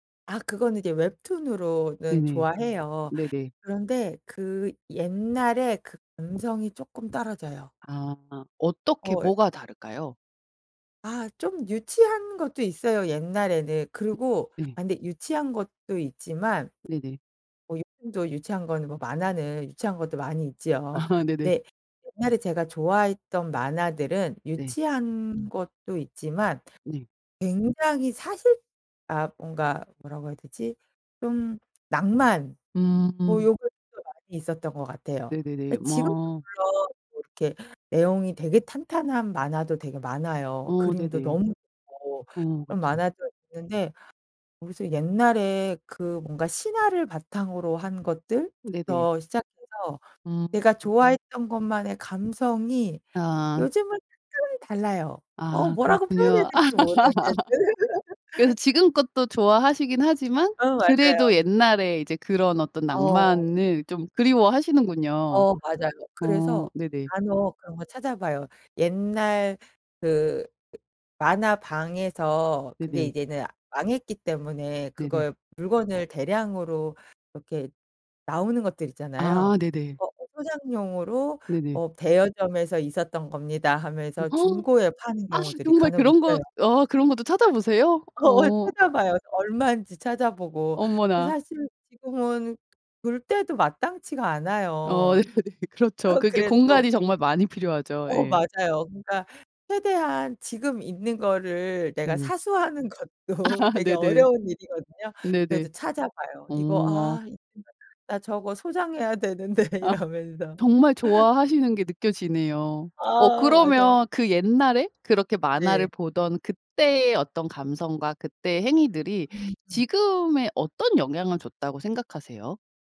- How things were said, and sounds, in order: other background noise; tapping; laughing while speaking: "아"; laugh; unintelligible speech; gasp; laugh; laughing while speaking: "것도"; laugh; unintelligible speech; laughing while speaking: "되는데"; laughing while speaking: "이러면서"; laugh
- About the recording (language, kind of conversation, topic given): Korean, podcast, 어렸을 때 가장 빠져 있던 만화는 무엇이었나요?